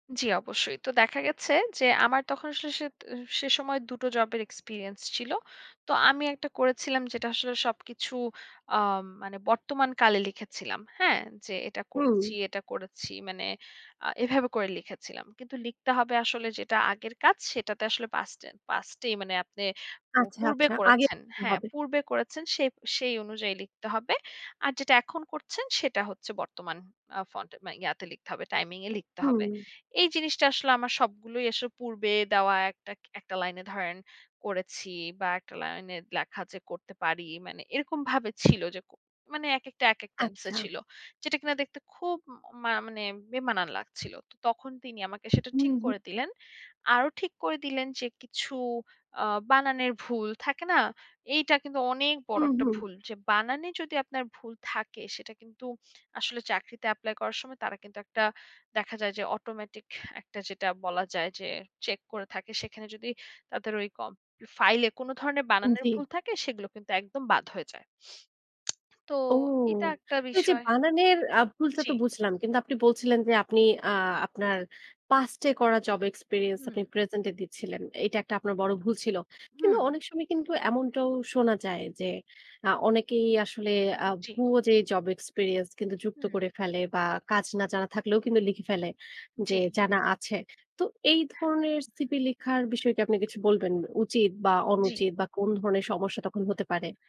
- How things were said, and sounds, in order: unintelligible speech; snort; tapping; "ভুয়া" said as "ভুয়ো"; other background noise
- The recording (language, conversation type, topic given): Bengali, podcast, সিভি লেখার সময় সবচেয়ে বেশি কোন বিষয়টিতে নজর দেওয়া উচিত?